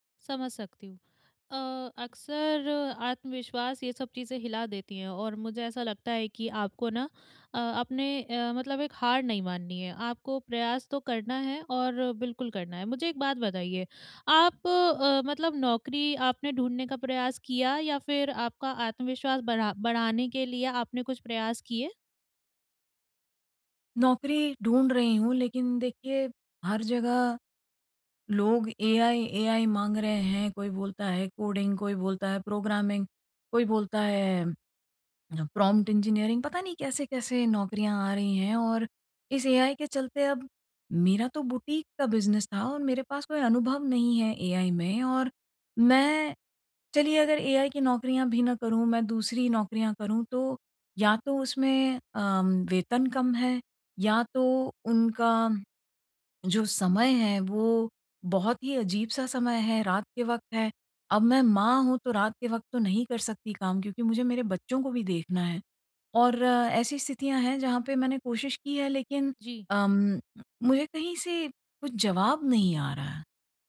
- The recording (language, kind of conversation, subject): Hindi, advice, नुकसान के बाद मैं अपना आत्मविश्वास फिर से कैसे पा सकता/सकती हूँ?
- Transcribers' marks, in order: in English: "बिज़नेस"